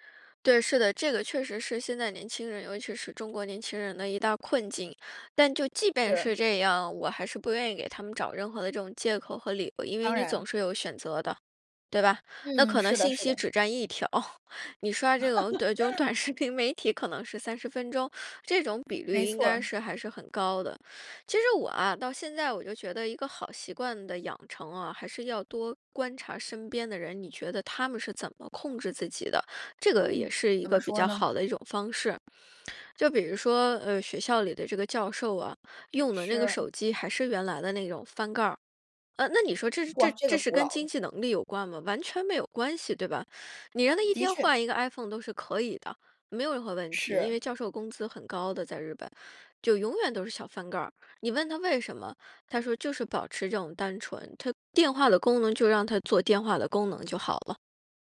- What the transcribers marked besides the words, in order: "即" said as "既"; chuckle; laugh; laughing while speaking: "种短视频"; other background noise
- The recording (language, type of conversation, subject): Chinese, podcast, 如何在通勤途中练习正念？